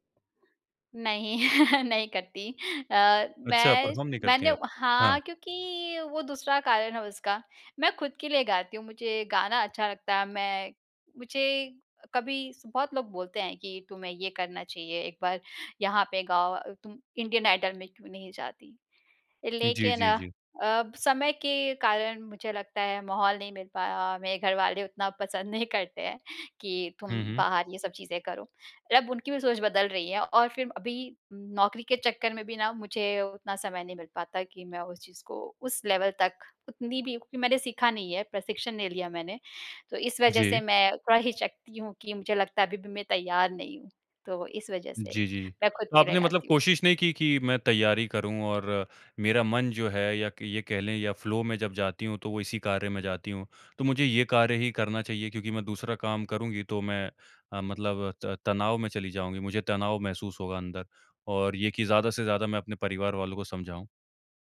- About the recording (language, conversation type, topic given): Hindi, podcast, आप कैसे पहचानते हैं कि आप गहरे फ्लो में हैं?
- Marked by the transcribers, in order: chuckle; in English: "परफ़ॉर्म"; other background noise; laughing while speaking: "नहीं"; in English: "लेवल"; in English: "फ़्लो"